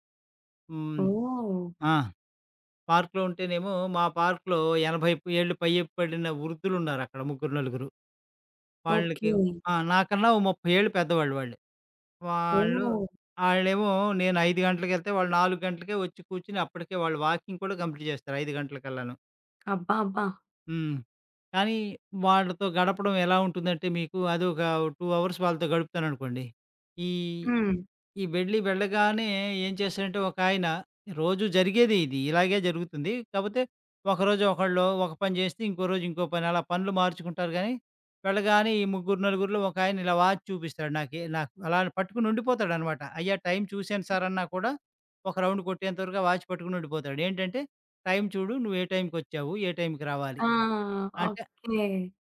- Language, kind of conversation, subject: Telugu, podcast, రోజువారీ పనిలో ఆనందం పొందేందుకు మీరు ఏ చిన్న అలవాట్లు ఎంచుకుంటారు?
- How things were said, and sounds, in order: in English: "పార్క్‌లో"; in English: "పార్క్‌లో"; in English: "వాకింగ్"; in English: "కంప్లీట్"; tapping; in English: "టూ అవర్స్"; in English: "వాచ్"; other background noise; in English: "రౌండ్"; in English: "వాచ్"